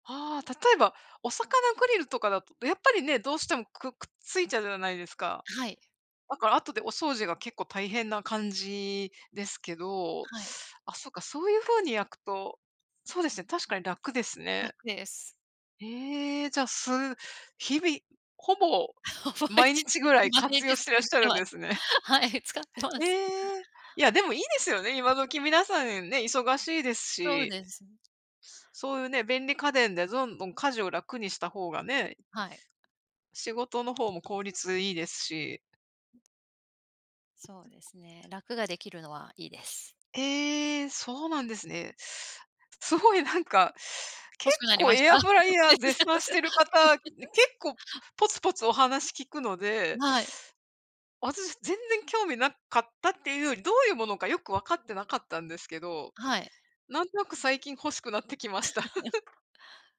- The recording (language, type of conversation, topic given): Japanese, unstructured, どのようなガジェットが日々の生活を楽にしてくれましたか？
- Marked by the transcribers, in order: laughing while speaking: "あ、覚えてない。毎日使ってます。はい、使ってます"; tapping; other background noise; laugh; unintelligible speech; laugh; laugh